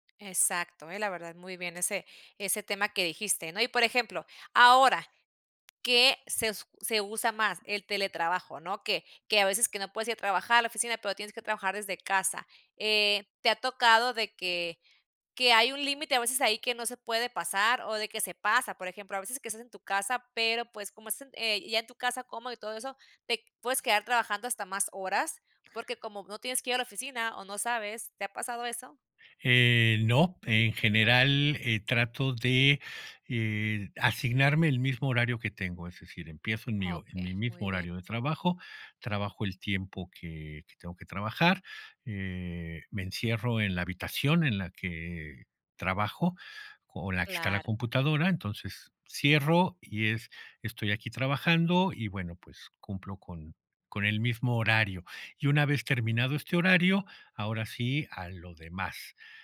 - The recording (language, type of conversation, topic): Spanish, podcast, ¿Hasta qué punto mezclas tu vida personal y tu vida profesional?
- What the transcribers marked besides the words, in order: none